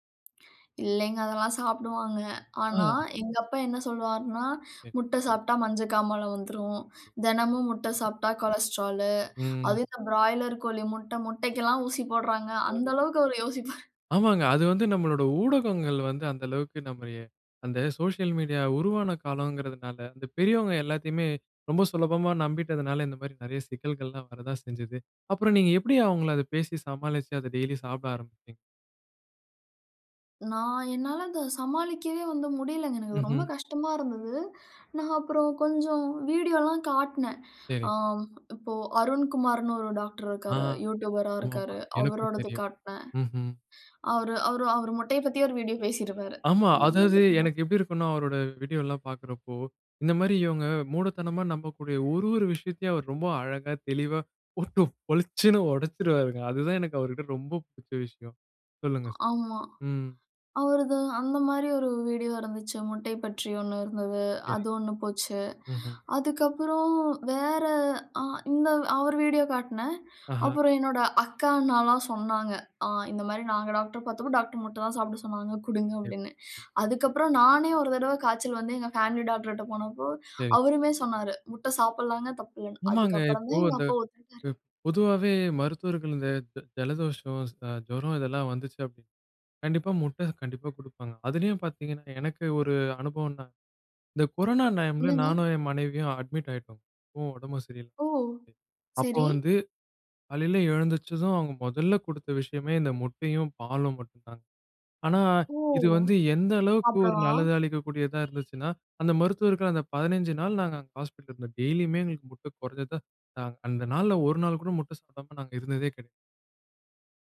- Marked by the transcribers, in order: other background noise; other noise; unintelligible speech; unintelligible speech; laughing while speaking: "போட்டு பொளிச்சுனு உடச்சிருவாருங்க"
- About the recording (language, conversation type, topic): Tamil, podcast, உங்கள் உணவுப் பழக்கத்தில் ஒரு எளிய மாற்றம் செய்து பார்த்த அனுபவத்தைச் சொல்ல முடியுமா?